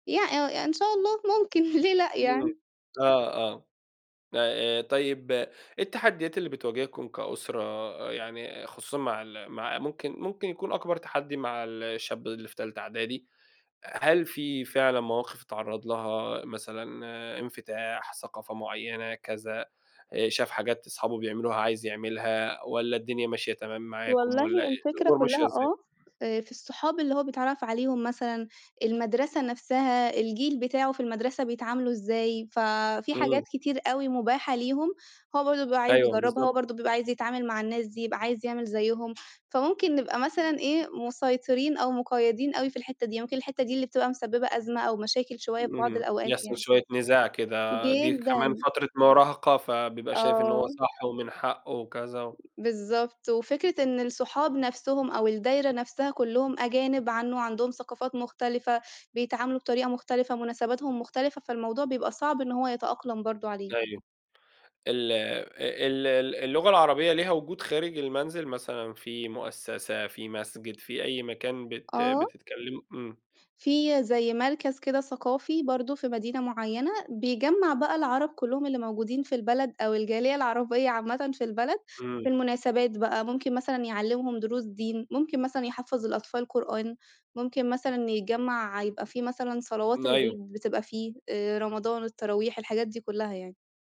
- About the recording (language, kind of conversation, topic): Arabic, podcast, إزاي الهجرة أثّرت على هويتك وإحساسك بالانتماء للوطن؟
- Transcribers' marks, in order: tapping; other noise